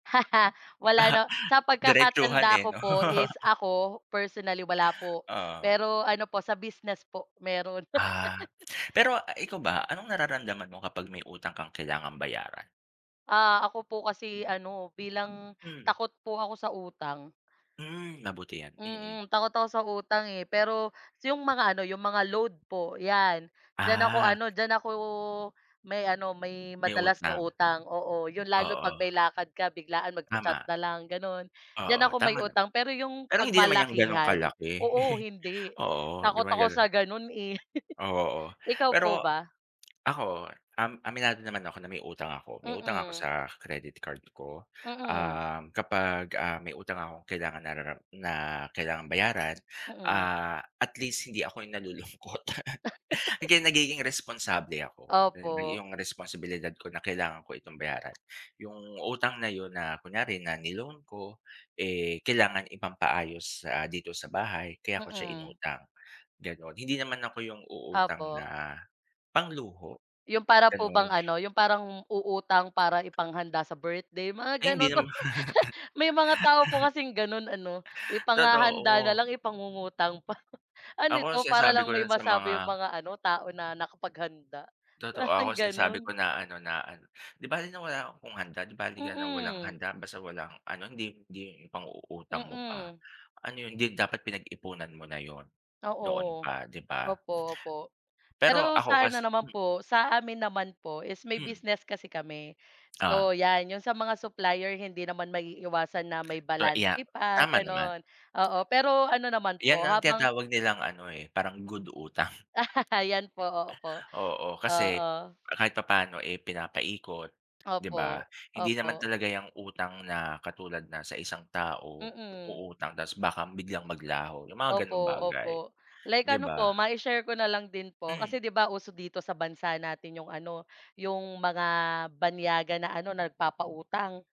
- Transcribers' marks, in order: laugh; laughing while speaking: "Ah"; laughing while speaking: "'no?"; laugh; tapping; chuckle; chuckle; other background noise; laughing while speaking: "nalulungkot"; laugh; laugh; laughing while speaking: "nama"; laugh; laughing while speaking: "pa"; laughing while speaking: "parang"; laugh; laughing while speaking: "utang"
- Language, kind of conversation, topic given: Filipino, unstructured, Ano ang nararamdaman mo kapag may utang kang kailangan pang bayaran?